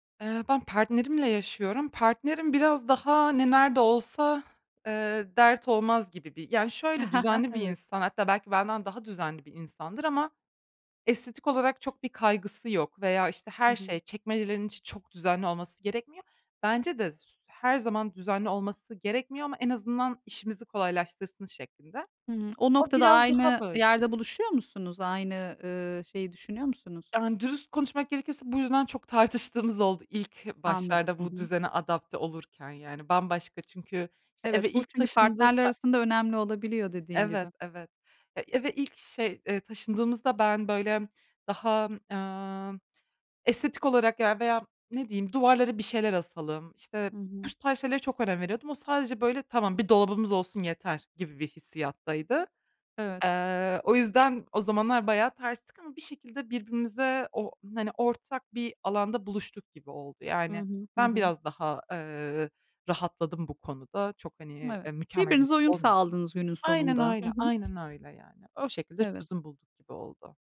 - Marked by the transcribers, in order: chuckle; other background noise; laughing while speaking: "tartıştığımız oldu"; tapping
- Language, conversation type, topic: Turkish, podcast, Küçük bir evde alanı en iyi şekilde nasıl değerlendirebilirsiniz?